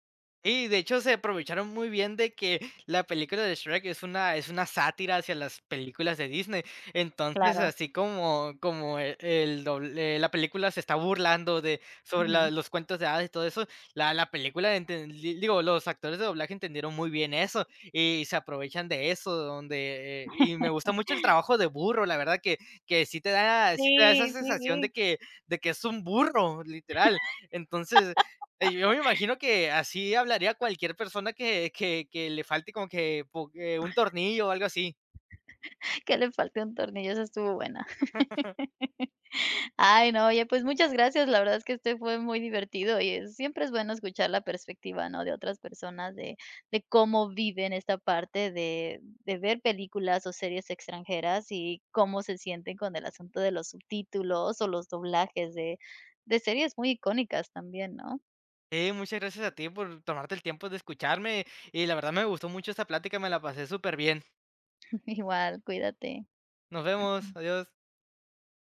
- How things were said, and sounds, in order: laugh; laugh; chuckle; laugh; laugh; chuckle; chuckle; throat clearing
- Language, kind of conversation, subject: Spanish, podcast, ¿Cómo afectan los subtítulos y el doblaje a una serie?